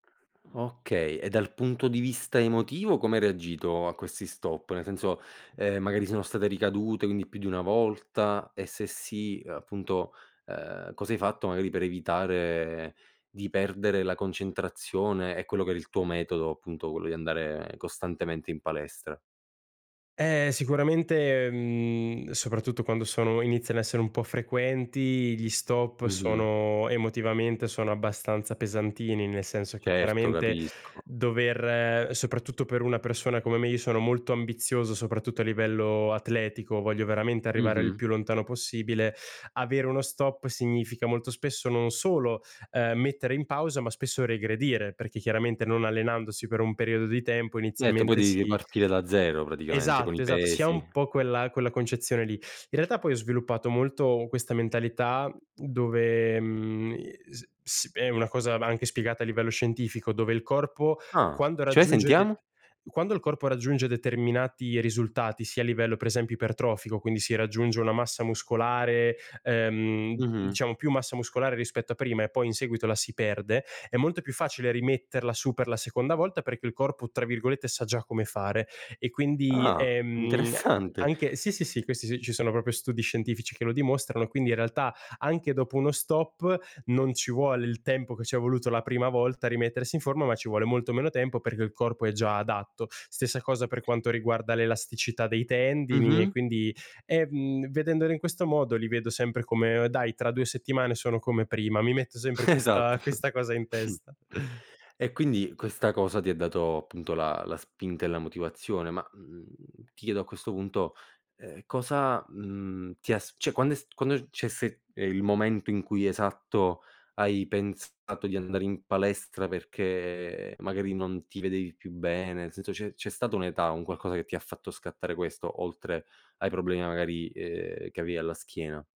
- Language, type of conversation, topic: Italian, podcast, Come fai a mantenere la costanza nell’attività fisica?
- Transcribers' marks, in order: other background noise; laughing while speaking: "Interessante"; "proprio" said as "propio"; other noise; laughing while speaking: "Esatto"; chuckle; "cioè" said as "ceh"; "cioè" said as "ceh"